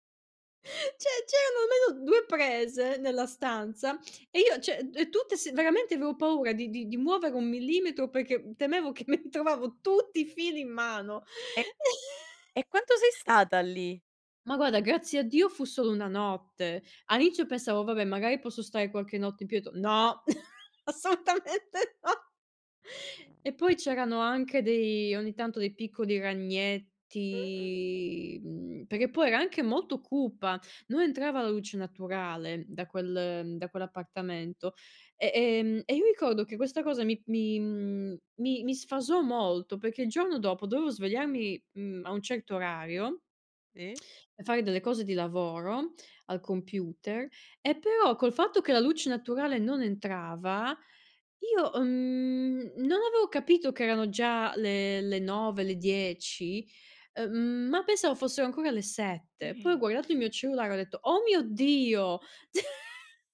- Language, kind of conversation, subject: Italian, unstructured, Qual è la cosa più disgustosa che hai visto in un alloggio?
- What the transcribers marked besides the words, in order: laughing while speaking: "ceh c'erano almeno"; "Cioè" said as "ceh"; "cioè" said as "ceh"; laughing while speaking: "che mi trovavo"; chuckle; other background noise; chuckle; laughing while speaking: "assolutamente no"; tsk; inhale; surprised: "Oh mio Dio!"; chuckle